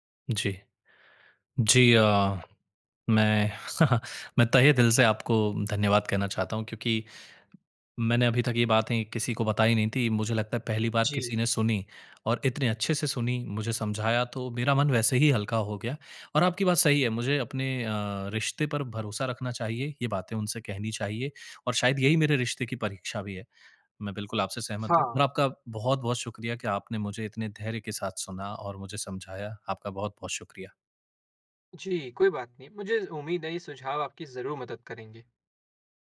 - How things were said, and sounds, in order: chuckle
- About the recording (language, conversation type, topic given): Hindi, advice, आप कब दोस्तों या अपने साथी के सामने अपनी सीमाएँ नहीं बता पाते हैं?